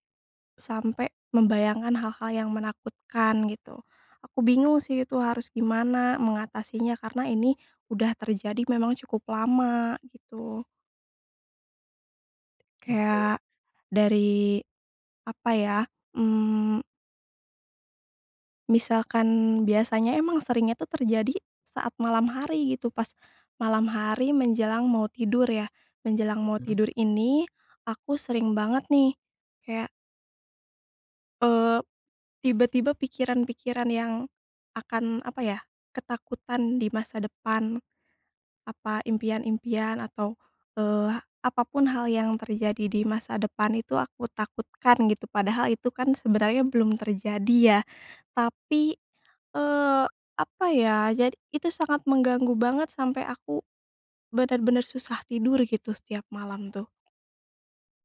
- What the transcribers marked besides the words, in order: other background noise
- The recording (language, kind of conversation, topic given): Indonesian, advice, Bagaimana cara mengatasi sulit tidur karena pikiran stres dan cemas setiap malam?